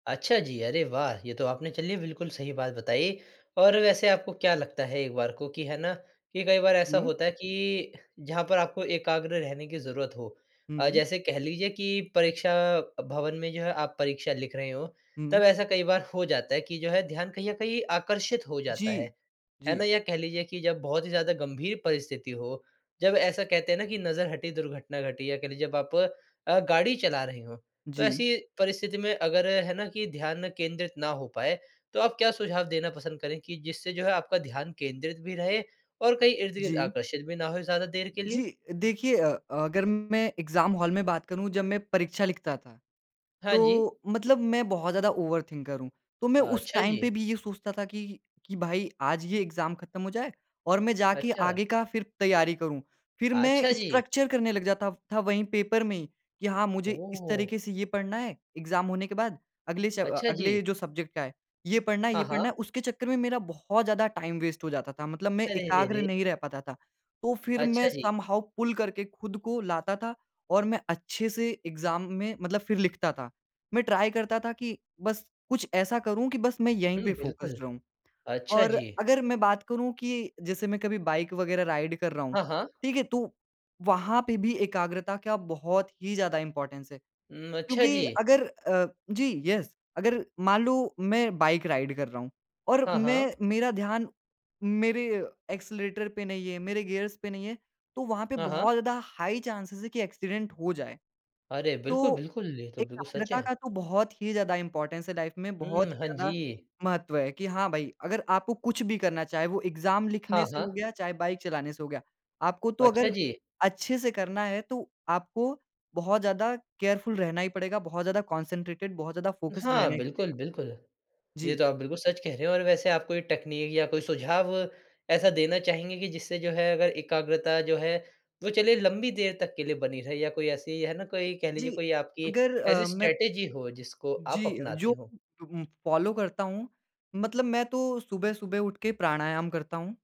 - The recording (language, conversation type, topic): Hindi, podcast, एकाग्र रहने के लिए आपने कौन-से सरल तरीके अपनाए हैं?
- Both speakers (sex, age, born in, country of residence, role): male, 20-24, India, India, guest; male, 20-24, India, India, host
- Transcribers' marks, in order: in English: "एग्ज़ाम हॉल"; in English: "ओवरथिंकर"; in English: "टाइम"; in English: "एग्ज़ाम"; in English: "स्ट्रक्चर"; in English: "एग्ज़ाम"; in English: "सब्जेक्ट"; in English: "टाइम वेस्ट"; in English: "समहाउ पुल"; in English: "एग्ज़ाम"; in English: "ट्राई"; in English: "फोकस्ड"; in English: "राइड"; in English: "इम्पोर्टेंस"; in English: "येस"; in English: "बाइक राइड"; in English: "एक्सेलरेटर"; in English: "गियर्स"; in English: "हाई चांसेस"; in English: "एक्सीडेंट"; in English: "इम्पोर्टेंस"; in English: "लाइफ़"; in English: "एग्ज़ाम"; in English: "केयरफुल"; in English: "कंसंट्रेटेड"; in English: "फोकस्ड"; in English: "टेक्नीक"; in English: "स्ट्रैटेजी"; in English: "फॉलो"